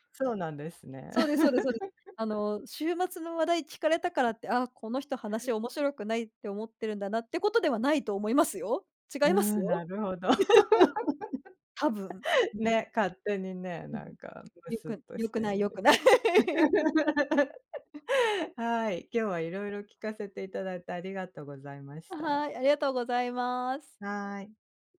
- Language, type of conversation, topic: Japanese, podcast, 相手が話したくなる質問とはどんなものですか？
- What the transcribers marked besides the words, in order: laugh; laugh; laugh; other background noise